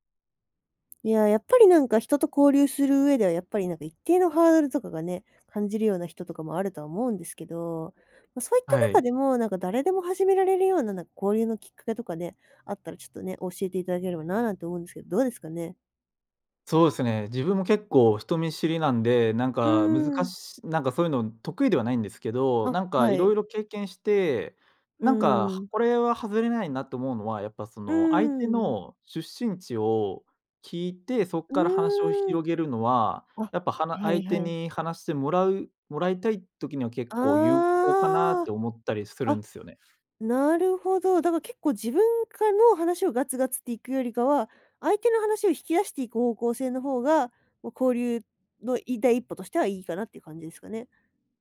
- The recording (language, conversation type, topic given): Japanese, podcast, 誰でも気軽に始められる交流のきっかけは何ですか？
- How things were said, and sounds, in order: none